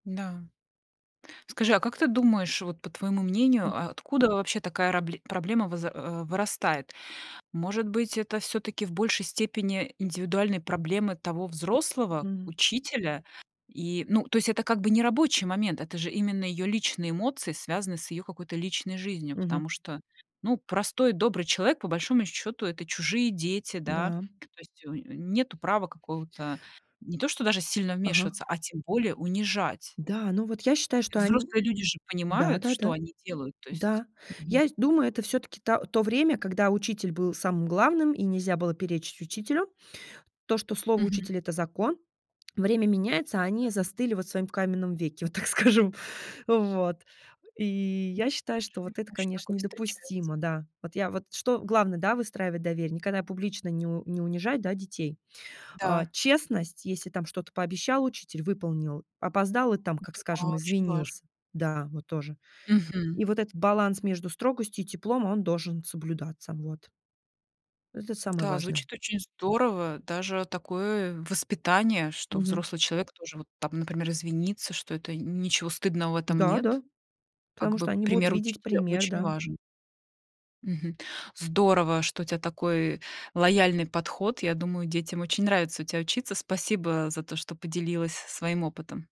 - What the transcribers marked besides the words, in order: laughing while speaking: "вот так скажем"; other background noise
- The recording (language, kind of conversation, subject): Russian, podcast, Как вы выстраиваете доверие с теми, кого учите?